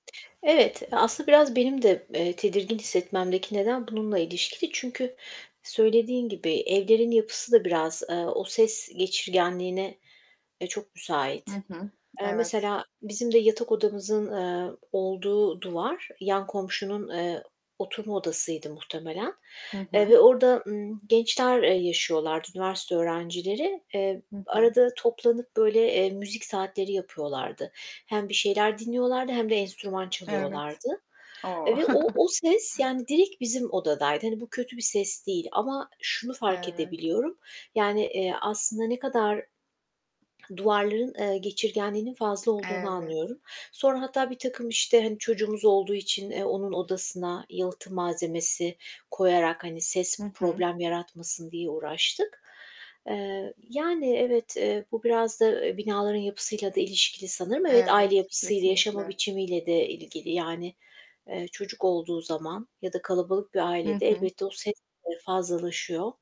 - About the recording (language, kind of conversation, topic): Turkish, unstructured, Gürültülü komşularla yaşamak seni nasıl etkiler?
- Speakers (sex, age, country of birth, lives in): female, 30-34, Turkey, United States; female, 45-49, Turkey, United States
- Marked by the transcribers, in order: static; other background noise; chuckle; tapping; distorted speech